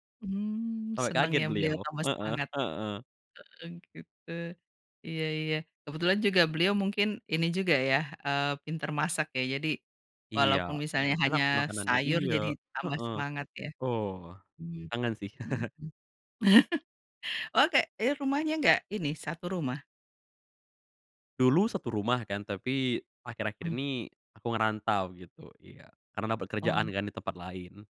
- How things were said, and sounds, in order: chuckle; other background noise
- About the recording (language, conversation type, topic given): Indonesian, podcast, Bisakah kamu menceritakan pengalamanmu saat mulai membangun kebiasaan sehat yang baru?